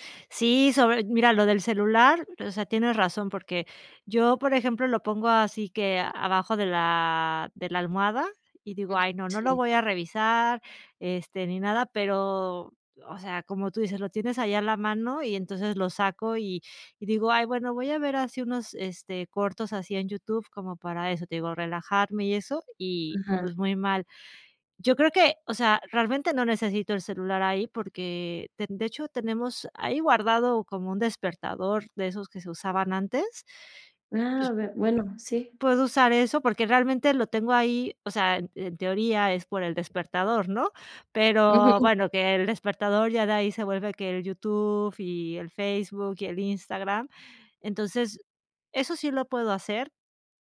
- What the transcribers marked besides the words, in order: other background noise; chuckle
- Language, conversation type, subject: Spanish, advice, ¿Por qué me despierto cansado aunque duermo muchas horas?